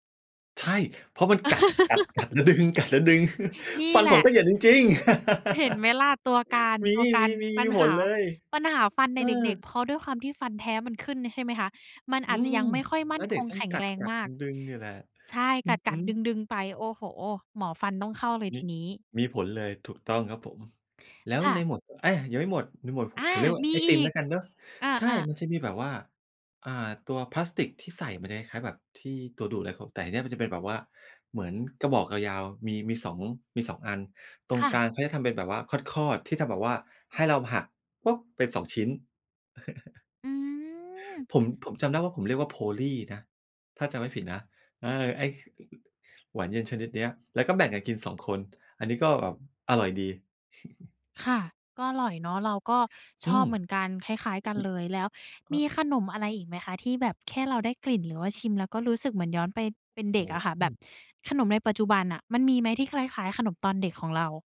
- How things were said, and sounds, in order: laugh; other background noise; laughing while speaking: "กัดแล้วดึง กัดแล้วดึง"; chuckle; laugh; tapping; other noise; chuckle; lip smack; chuckle
- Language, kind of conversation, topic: Thai, podcast, ขนมแบบไหนที่พอได้กลิ่นหรือได้ชิมแล้วทำให้คุณนึกถึงตอนเป็นเด็ก?